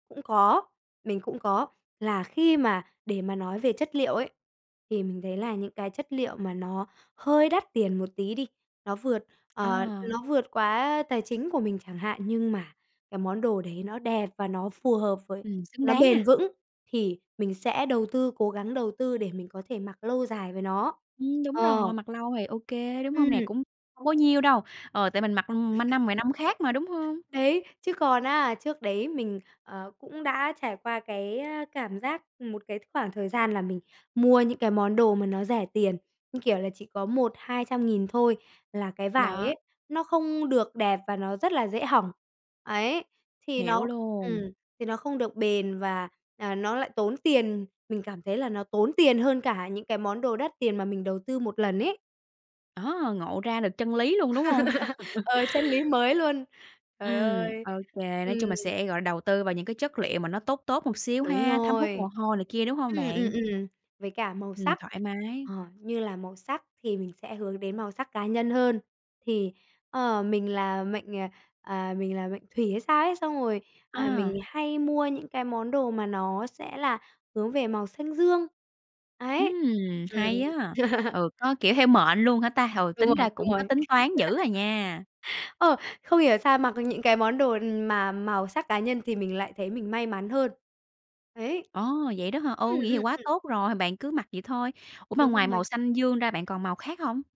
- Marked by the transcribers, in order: tapping; chuckle; other background noise; laugh; laugh; laugh
- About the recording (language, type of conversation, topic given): Vietnamese, podcast, Phong cách cá nhân của bạn đã thay đổi như thế nào theo thời gian?